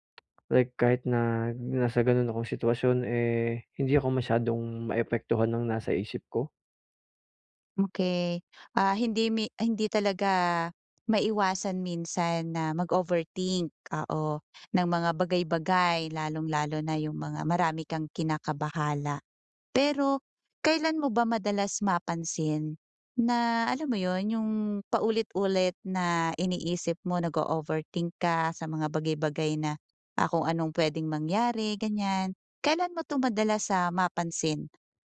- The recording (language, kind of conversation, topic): Filipino, advice, Paano ko mapagmamasdan ang aking isip nang hindi ako naaapektuhan?
- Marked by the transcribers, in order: tapping